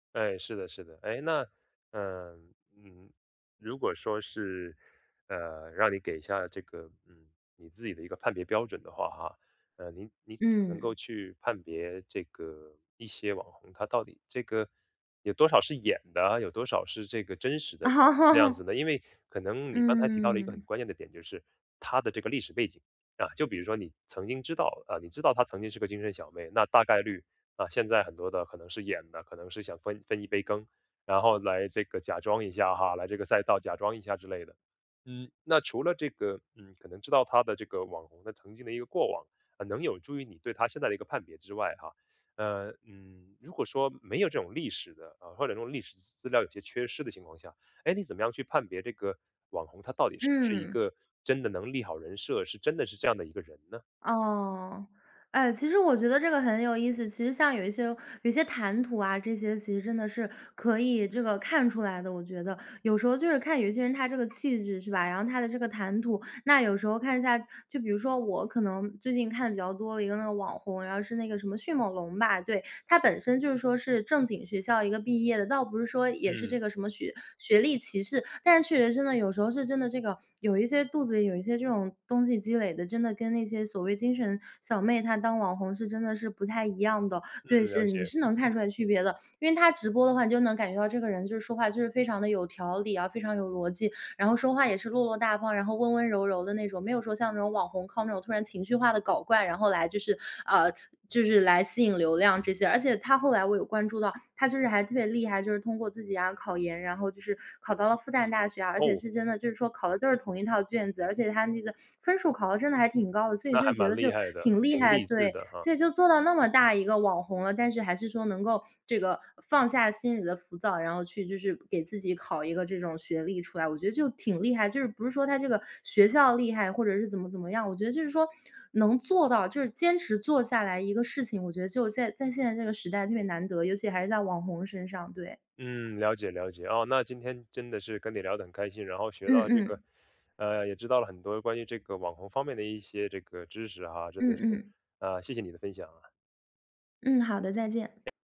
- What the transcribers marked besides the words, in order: other background noise
- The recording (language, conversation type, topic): Chinese, podcast, 网红呈现出来的形象和真实情况到底相差有多大？